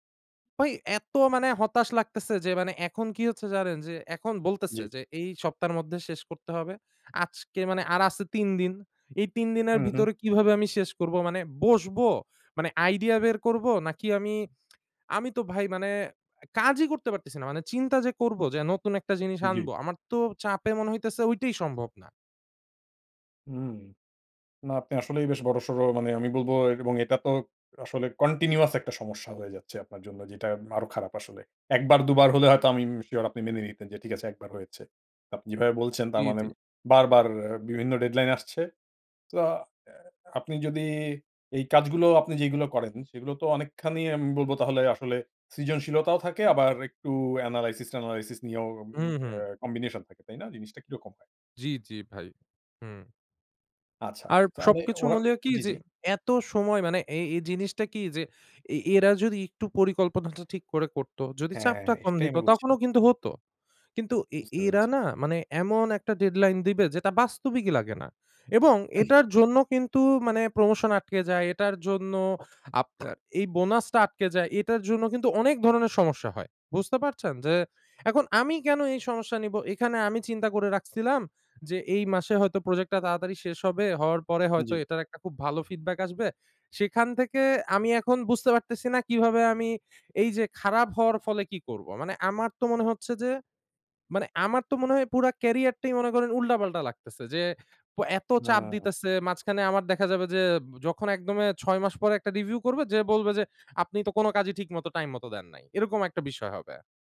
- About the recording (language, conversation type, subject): Bengali, advice, ডেডলাইন চাপের মধ্যে নতুন চিন্তা বের করা এত কঠিন কেন?
- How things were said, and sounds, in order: in English: "continuous"; in English: "deadline"; in English: "analysis"; in English: "deadline"; throat clearing